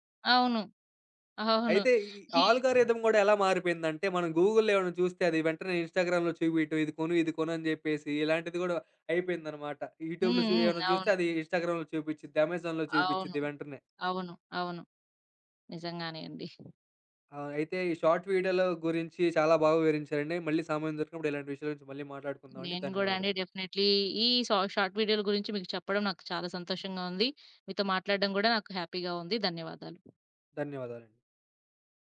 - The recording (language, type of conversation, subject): Telugu, podcast, షార్ట్ వీడియోలు ప్రజల వినోద రుచిని ఎలా మార్చాయి?
- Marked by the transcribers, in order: in English: "ఆల్‌గారిథమ్"; wind; in English: "గూగుల్‌లో"; in English: "ఇన్‌స్టా‌గ్రామ్‌లో"; in English: "యూట్యూబ్‌లో"; in English: "ఇన్‌స్టా‌గ్రామ్‌లో"; in English: "అమెజాన్‌లో"; in English: "షార్ట్"; in English: "డెఫినైట్లీ"; in English: "షా షార్ట్"; in English: "హ్యాపీగా"; other background noise